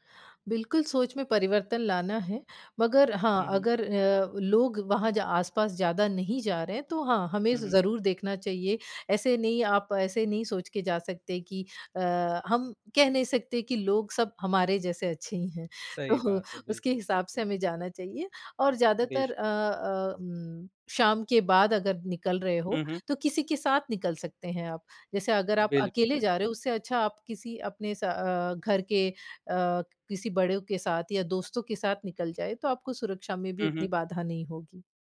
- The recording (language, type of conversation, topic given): Hindi, podcast, शहर में साइकिल चलाने या पैदल चलने से आपको क्या-क्या फायदे नज़र आए हैं?
- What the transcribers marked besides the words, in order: laughing while speaking: "तो"